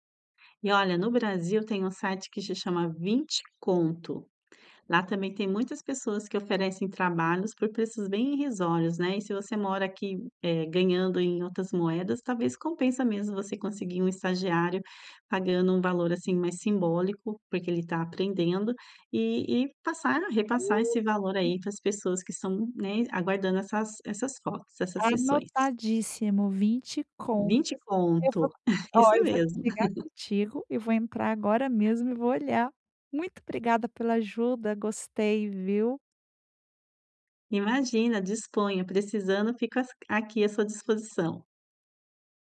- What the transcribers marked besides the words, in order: other noise; chuckle; laugh
- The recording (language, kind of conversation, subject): Portuguese, advice, Como posso organizar minhas prioridades quando tudo parece urgente demais?